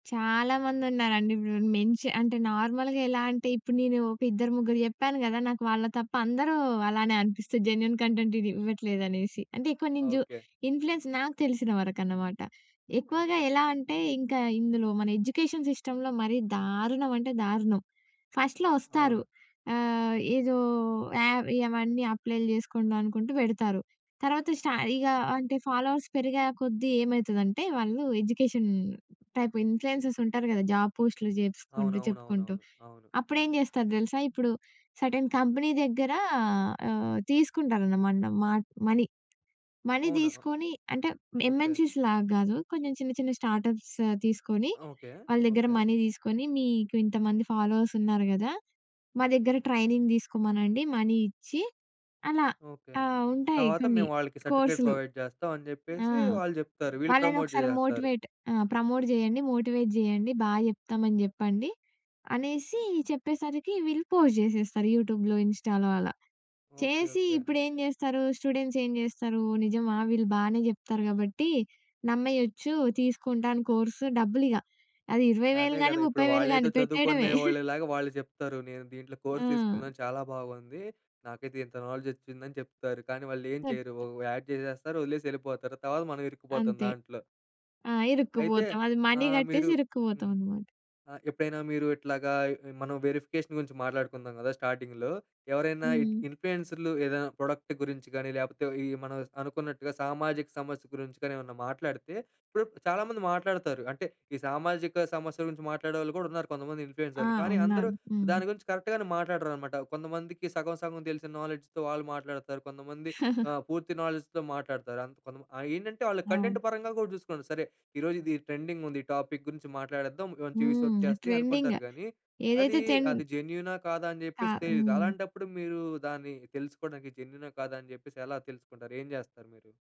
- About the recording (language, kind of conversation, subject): Telugu, podcast, సామాజిక సమస్యలపై ఇన్‌ఫ్లూయెన్సర్లు మాట్లాడినప్పుడు అది ఎంత మేర ప్రభావం చూపుతుంది?
- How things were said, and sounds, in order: in English: "నార్మల్‌గా"; in English: "జెన్యూన్ కంటెంట్"; in English: "ఇన్‌ప్ల్యూయన్స్"; in English: "ఎడ్యుకేషన్ సిస్టమ్‌లో"; in English: "ఫస్ట్‌లో"; in English: "ఫాలోవర్స్"; in English: "ఎడ్యుకేషన్ టైప్ ఇన్‌ప్ల్యూయన్సర్స్"; in English: "సెర్టైన్ కంపెనీ"; in English: "మనీ. మనీ"; in English: "ఎం‌ఎన్‌సీస్‌లాగా"; in English: "స్టార్టప్స్"; in English: "మనీ"; in English: "ఫాలోవర్స్"; in English: "ట్రైనింగ్"; in English: "మనీ"; in English: "సర్టిఫికేట్ ప్రొవైడ్"; in English: "మోటివేట్"; in English: "ప్రమోట్"; in English: "ప్రమోట్"; in English: "మోటివేట్"; in English: "పోస్ట్"; in English: "యూట్యూబ్‌లో, ఇన్‌స్టా‌లో"; in English: "స్టూడెంట్స్"; chuckle; in English: "కోర్స్"; in English: "నాలెడ్జ్"; in English: "యాడ్"; in English: "మనీ"; in English: "వెరిఫికేషన్"; in English: "స్టార్టింగ్‌లో"; in English: "ప్రొడక్ట్"; in English: "కరెక్ట్‌గానే"; in English: "నాలెడ్జ్‌తో"; in English: "నాలెడ్జ్‌తో"; chuckle; in English: "కంటెంట్"; in English: "టాపిక్"; in English: "వ్యూ‌స్"; in English: "ట్రెండింగ్"; in English: "ట్రెండ్"